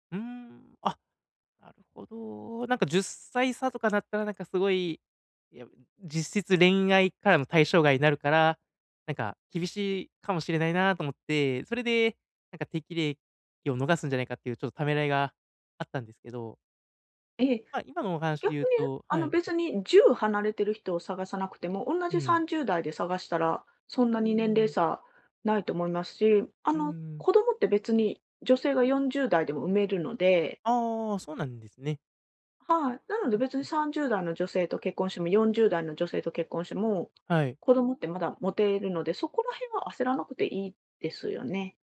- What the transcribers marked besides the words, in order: tapping
- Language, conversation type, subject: Japanese, advice, 大きな決断で後悔を避けるためには、どのように意思決定すればよいですか？